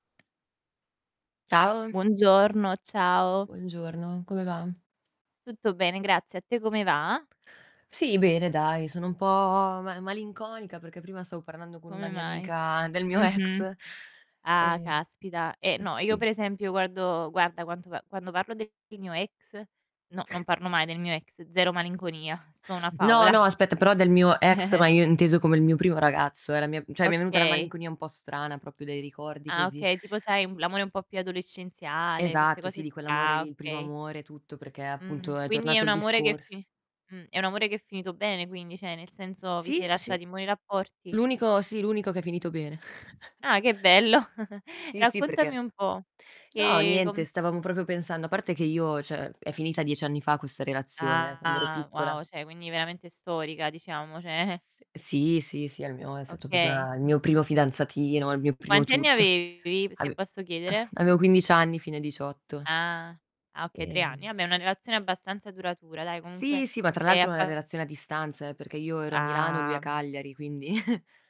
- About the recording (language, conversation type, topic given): Italian, unstructured, Perché è così difficile dire addio a una storia finita?
- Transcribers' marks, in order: tapping; laughing while speaking: "del mio ex"; distorted speech; other noise; other background noise; chuckle; "cioè" said as "ceh"; "proprio" said as "propio"; "cioè" said as "ceh"; chuckle; "proprio" said as "propio"; "cioè" said as "ceh"; "cioè" said as "ceh"; laughing while speaking: "ceh"; "cioè" said as "ceh"; "proprio" said as "propio"; chuckle; drawn out: "Ah"; chuckle